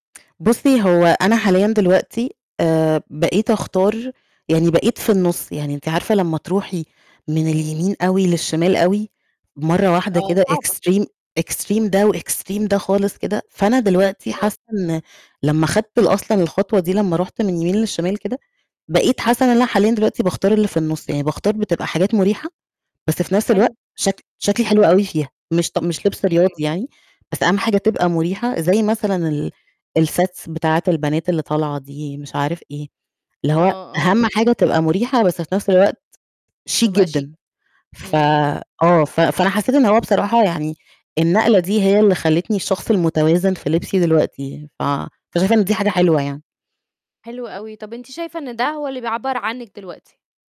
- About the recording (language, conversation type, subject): Arabic, podcast, احكيلي عن أول مرة حسّيتي إن لبسك بيعبر عنك؟
- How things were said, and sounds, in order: in English: "extreme، extreme"; distorted speech; in English: "وextreme"; in English: "الsets"